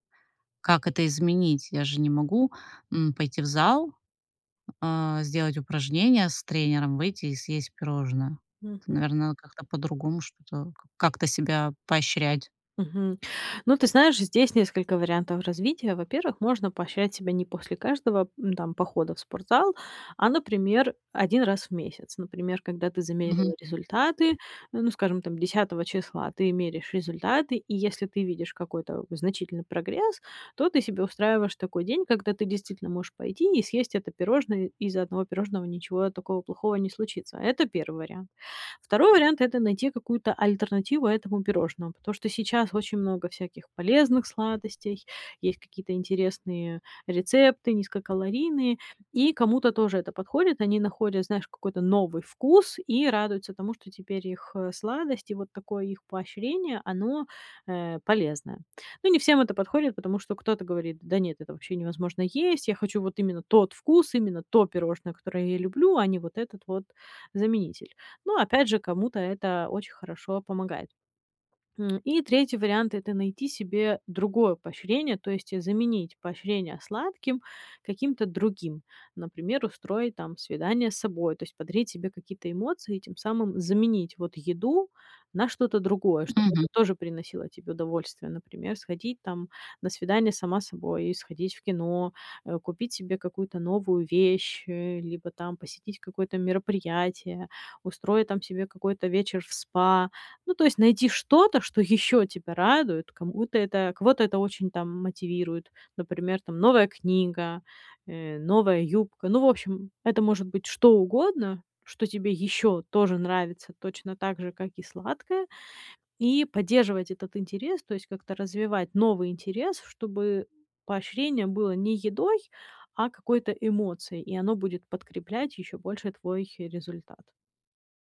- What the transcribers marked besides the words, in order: other background noise; tapping
- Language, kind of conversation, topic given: Russian, advice, Почему мне трудно регулярно мотивировать себя без тренера или группы?